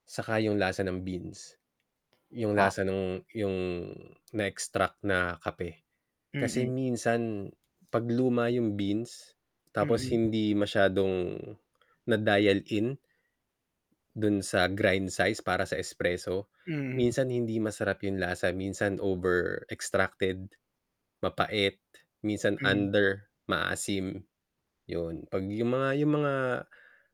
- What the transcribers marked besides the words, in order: static; tapping
- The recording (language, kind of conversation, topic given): Filipino, unstructured, Ano ang mas gusto mong inumin, kape o tsaa?